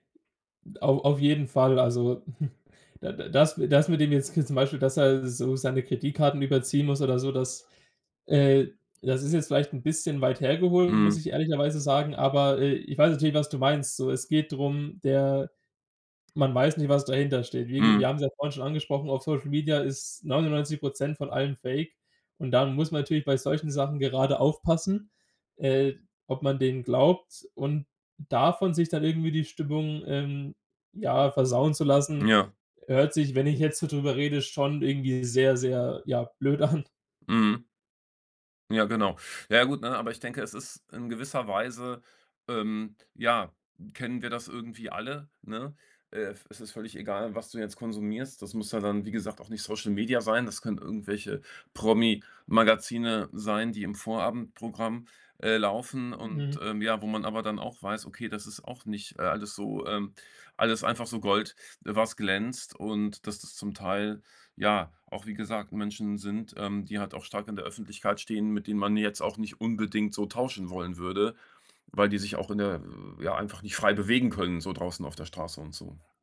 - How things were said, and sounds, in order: chuckle; laughing while speaking: "an"
- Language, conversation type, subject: German, podcast, Welchen Einfluss haben soziale Medien auf dein Erfolgsempfinden?